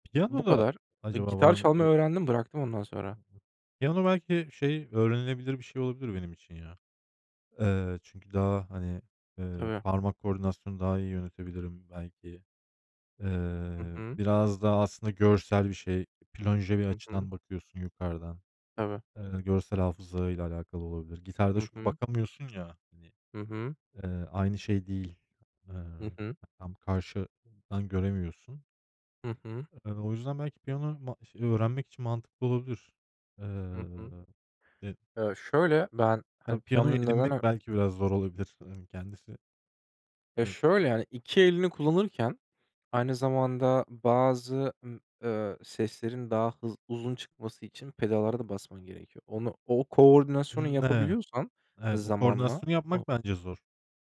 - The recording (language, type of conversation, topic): Turkish, unstructured, Bir günlüğüne herhangi bir enstrümanı çalabilseydiniz, hangi enstrümanı seçerdiniz?
- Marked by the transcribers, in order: other background noise; in French: "Plonje"; tapping; unintelligible speech